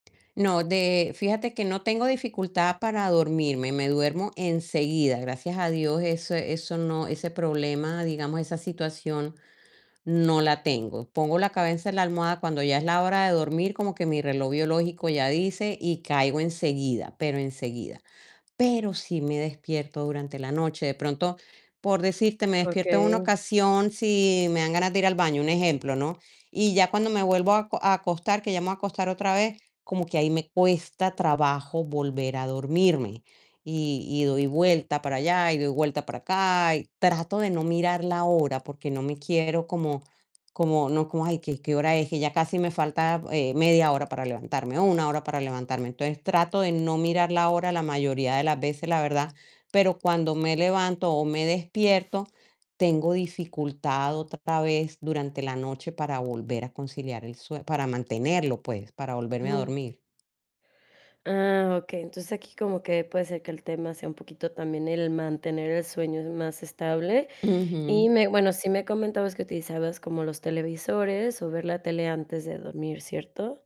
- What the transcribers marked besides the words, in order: static; distorted speech
- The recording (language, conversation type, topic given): Spanish, advice, ¿Qué rituales cortos pueden ayudarme a mejorar la calidad del sueño por la noche?